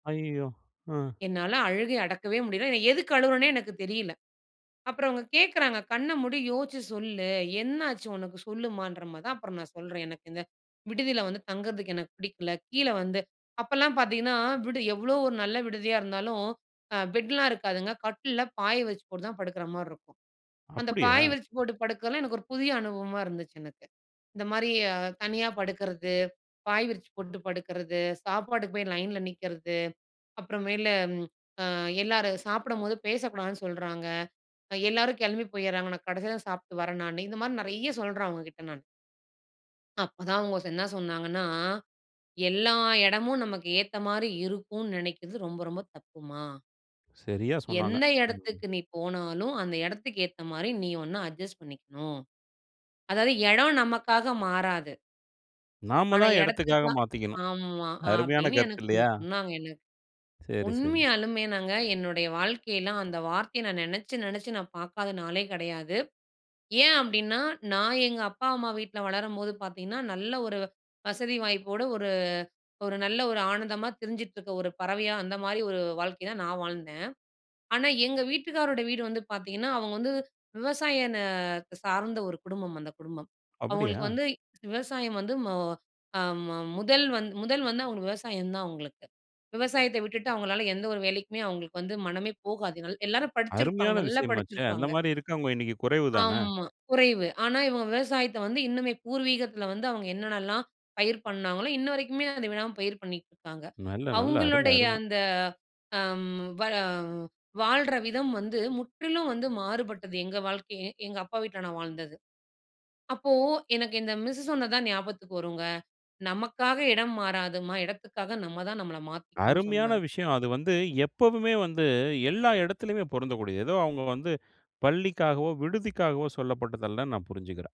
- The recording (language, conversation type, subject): Tamil, podcast, ஒரு நல்ல வழிகாட்டியை எப்படி தேடுவது?
- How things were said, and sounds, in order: other background noise